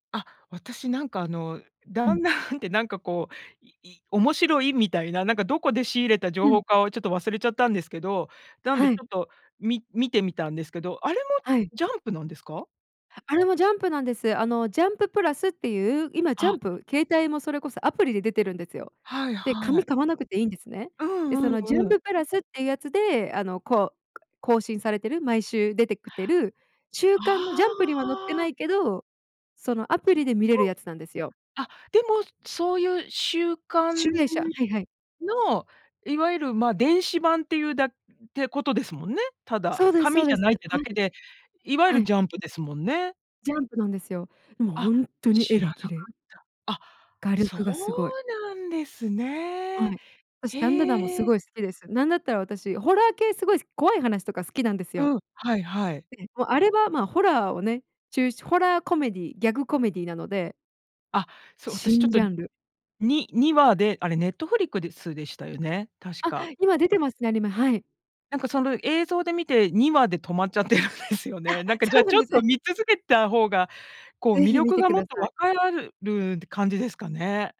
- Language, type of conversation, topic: Japanese, podcast, あなたの好きなアニメの魅力はどこにありますか？
- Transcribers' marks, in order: laughing while speaking: "ダンダン"; unintelligible speech; laughing while speaking: "止まっちゃってるんですよね"